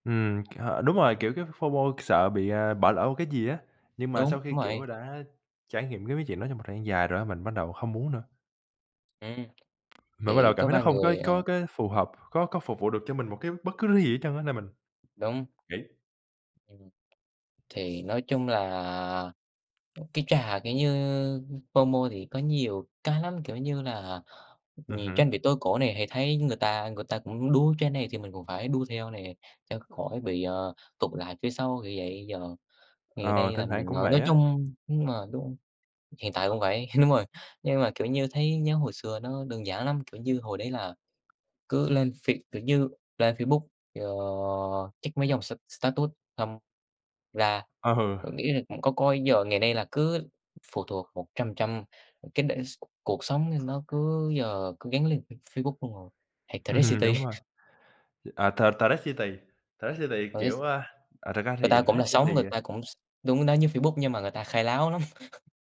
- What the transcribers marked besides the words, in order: in English: "FO-MO"; tapping; other background noise; in English: "FO-MO"; in English: "trend"; laughing while speaking: "đúng rồi"; in English: "status"; laughing while speaking: "Ừ"; laugh; in English: "city"; chuckle; in English: "city"; in English: "city"; "Threads" said as "h ét"; laugh
- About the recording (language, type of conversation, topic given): Vietnamese, unstructured, Công nghệ hiện đại có khiến cuộc sống của chúng ta bị kiểm soát quá mức không?